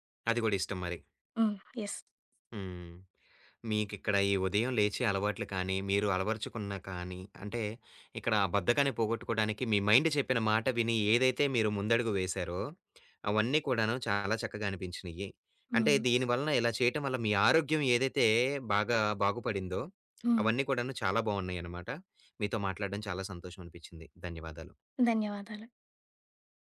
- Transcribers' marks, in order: in English: "యెస్"; in English: "మైండ్"; other background noise
- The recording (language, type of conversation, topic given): Telugu, podcast, ఉదయం లేవగానే మీరు చేసే పనులు ఏమిటి, మీ చిన్న అలవాట్లు ఏవి?